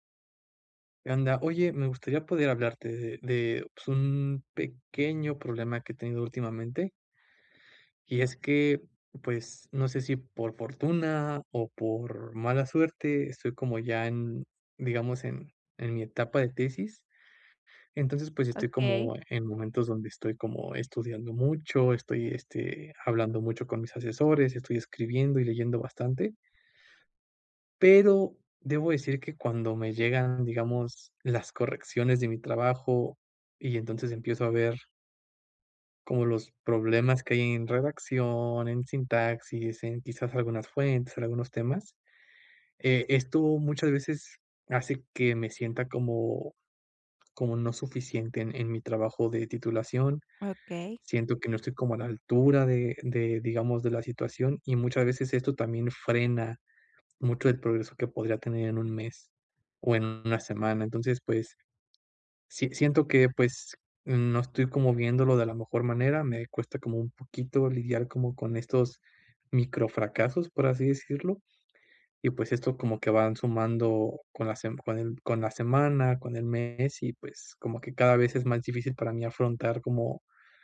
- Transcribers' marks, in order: none
- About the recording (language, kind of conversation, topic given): Spanish, advice, ¿Cómo puedo dejar de castigarme tanto por mis errores y evitar que la autocrítica frene mi progreso?